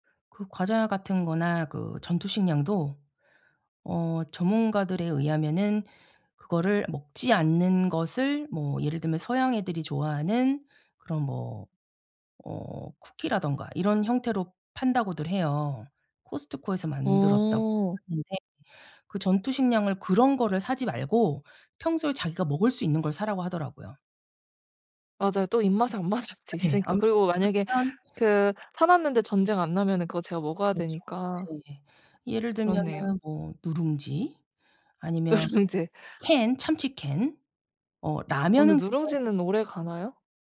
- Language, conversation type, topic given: Korean, advice, 통제력 상실에 대한 두려움
- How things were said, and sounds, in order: laughing while speaking: "맞을"; laughing while speaking: "누룽지"